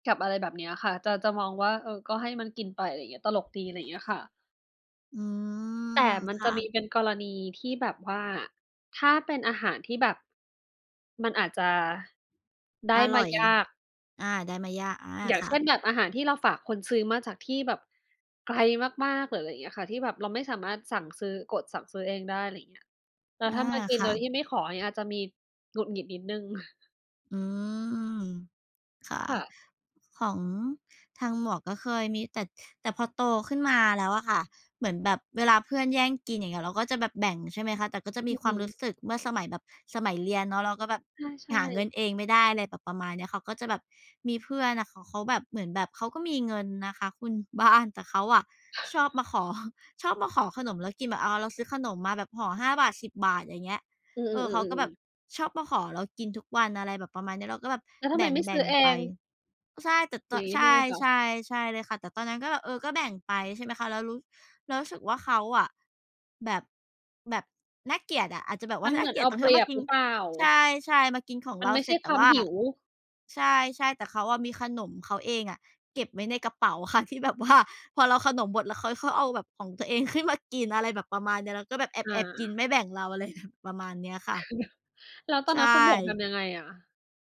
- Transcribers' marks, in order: other background noise; tapping; chuckle; laughing while speaking: "บ้าน"; chuckle; laughing while speaking: "ค่ะ ที่แบบว่า"; laughing while speaking: "ขึ้นมา"; laughing while speaking: "ไรแบบ"; laughing while speaking: "คือแบบ"
- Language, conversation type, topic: Thai, unstructured, คุณจะทำอย่างไรถ้าเพื่อนกินอาหารของคุณโดยไม่ขอก่อน?